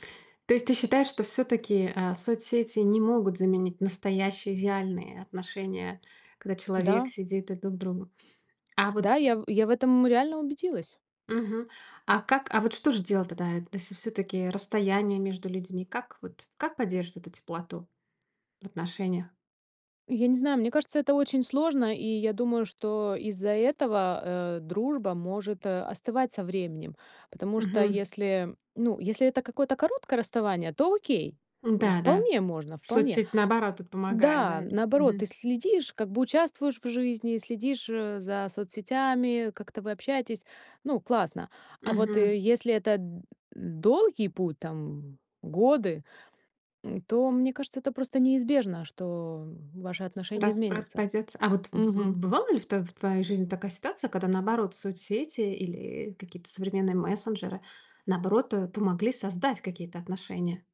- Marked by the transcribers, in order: other background noise; other noise
- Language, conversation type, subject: Russian, podcast, Как социальные сети меняют реальные взаимоотношения?